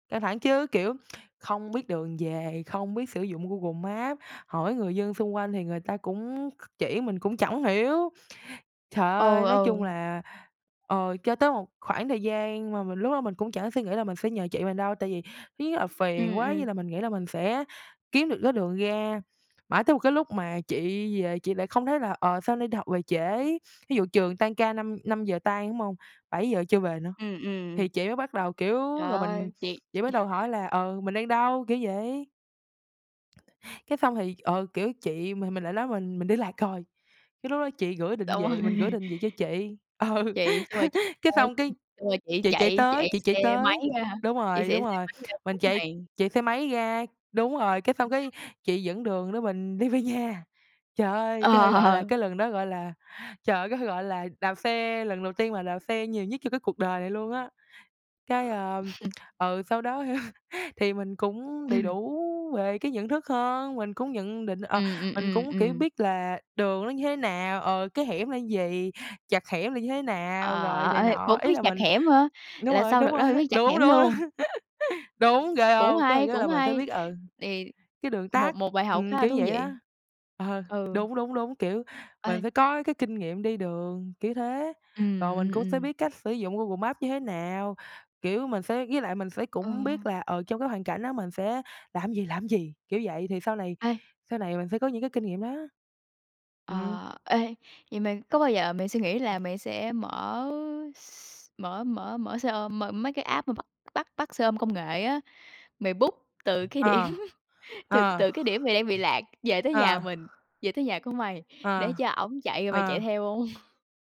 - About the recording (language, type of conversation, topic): Vietnamese, podcast, Bạn từng bị lạc đường ở đâu, và bạn có thể kể lại chuyện đó không?
- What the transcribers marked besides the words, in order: tsk; tapping; other background noise; other noise; laughing while speaking: "rồi?"; laughing while speaking: "ừ"; laugh; laughing while speaking: "Ờ"; chuckle; laughing while speaking: "đó"; laughing while speaking: "rồi"; laughing while speaking: "đúng"; chuckle; laughing while speaking: "Ờ"; in English: "app"; in English: "book"; laughing while speaking: "điểm"; chuckle